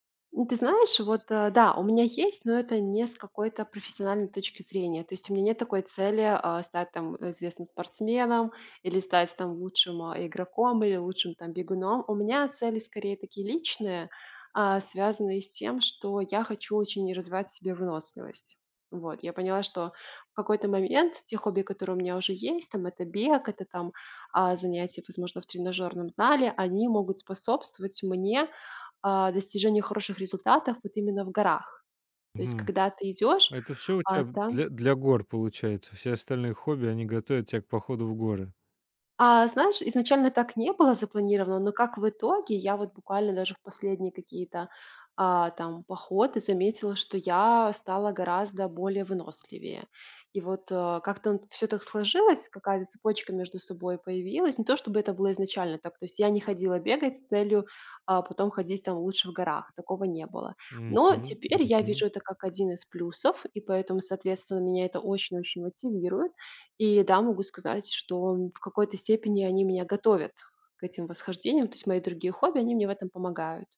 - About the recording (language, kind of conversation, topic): Russian, podcast, Какие планы или мечты у тебя связаны с хобби?
- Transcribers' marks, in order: none